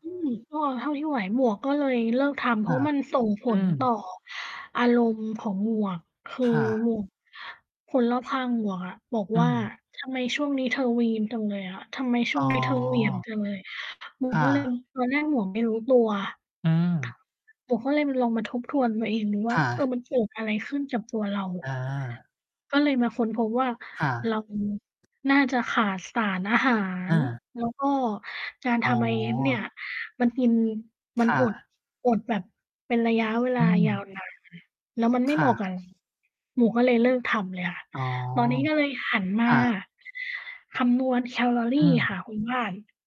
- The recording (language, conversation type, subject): Thai, unstructured, ทำไมบางคนถึงรู้สึกขี้เกียจออกกำลังกายบ่อยๆ?
- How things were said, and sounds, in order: distorted speech; other background noise; tapping